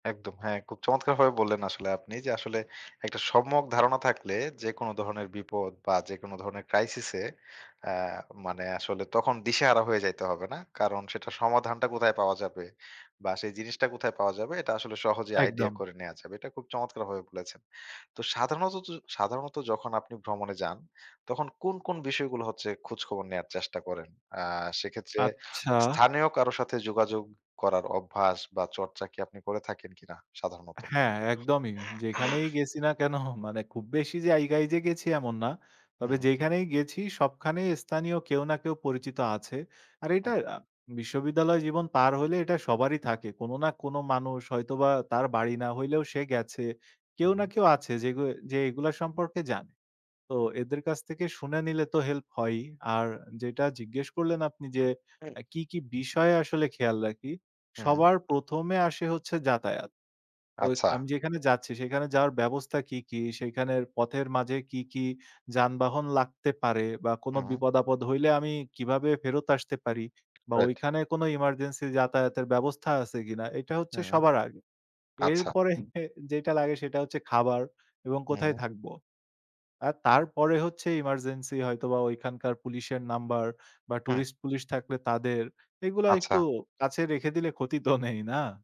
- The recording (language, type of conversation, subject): Bengali, podcast, ভ্রমণের সময় নিরাপত্তা নিশ্চিত করতে আপনার মতে সবচেয়ে কাজে লাগে এমন অভ্যাস কোনটি?
- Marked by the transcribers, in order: in English: "ক্রাইসিস"; throat clearing; other background noise; scoff; laughing while speaking: "ক্ষতি তো"